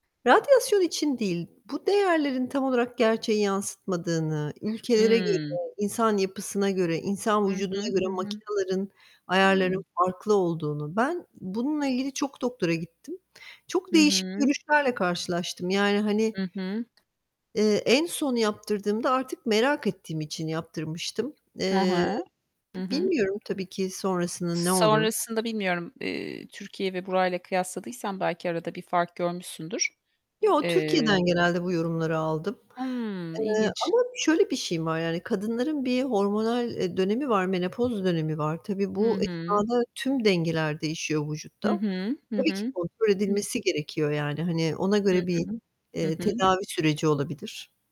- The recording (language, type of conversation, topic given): Turkish, unstructured, Sağlık sorunları nedeniyle sevdiğiniz sporu yapamamak size nasıl hissettiriyor?
- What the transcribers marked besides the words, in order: mechanical hum; distorted speech; other background noise; tapping